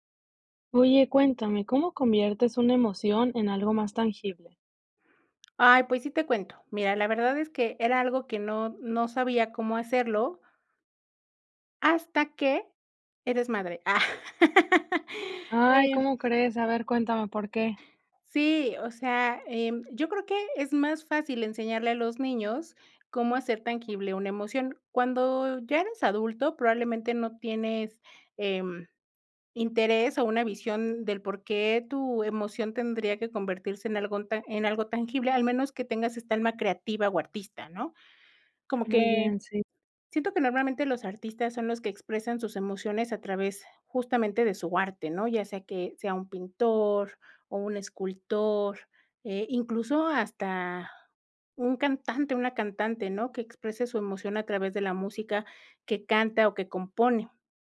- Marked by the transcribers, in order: laugh
- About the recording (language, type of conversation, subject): Spanish, podcast, ¿Cómo conviertes una emoción en algo tangible?